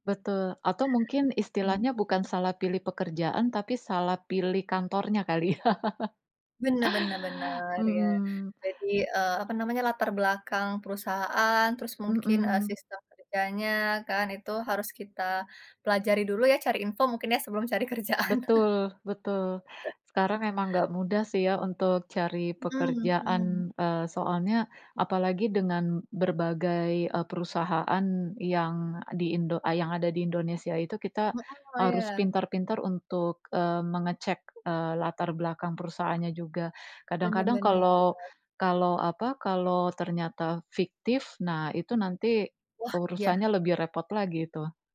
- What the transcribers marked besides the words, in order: laugh; tapping; laughing while speaking: "kerjaan"; chuckle
- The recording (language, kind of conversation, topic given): Indonesian, unstructured, Bagaimana cara kamu memilih pekerjaan yang paling cocok untukmu?